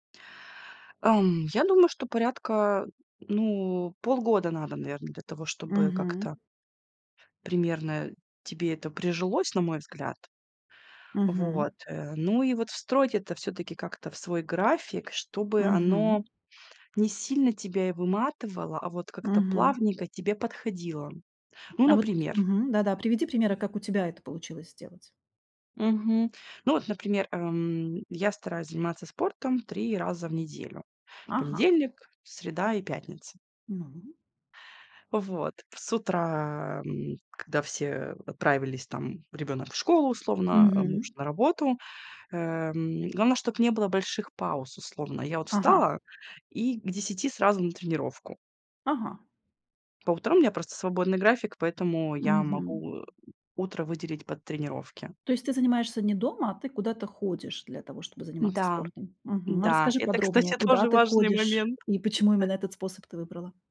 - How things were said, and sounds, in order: other background noise; tapping; laugh
- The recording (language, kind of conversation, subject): Russian, podcast, Как вы мотивируете себя регулярно заниматься спортом?